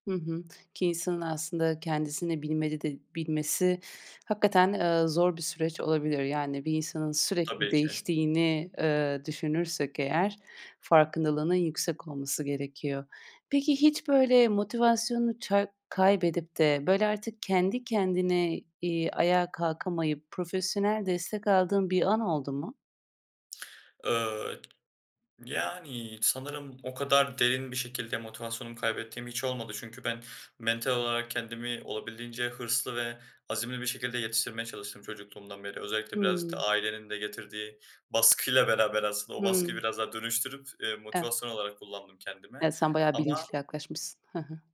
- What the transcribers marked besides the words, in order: other background noise
- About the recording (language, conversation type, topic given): Turkish, podcast, Motivasyonunu kaybettiğinde nasıl yeniden toparlanırsın?